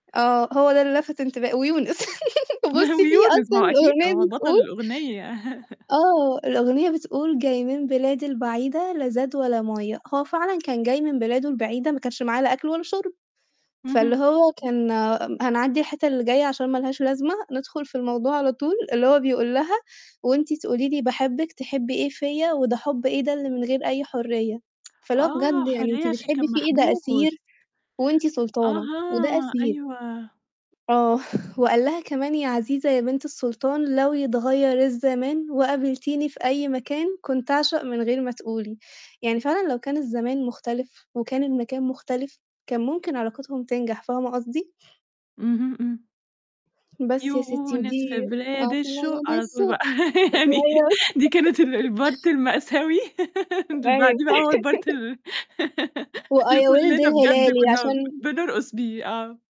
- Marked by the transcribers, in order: laugh; laughing while speaking: "بُصّي في أصلًا الأغنية بتقول"; chuckle; tsk; singing: "يونس في بلاد الشوق"; laugh; laughing while speaking: "يعني دي كانت ال البارت المأساوي اللي بعديه بقى هو البارت ال"; unintelligible speech; laugh; in English: "البارت"; unintelligible speech; laugh; in English: "البارت"; laugh
- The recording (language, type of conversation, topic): Arabic, podcast, إيه الأغنية اللي بتحس إنها شريط حياتك؟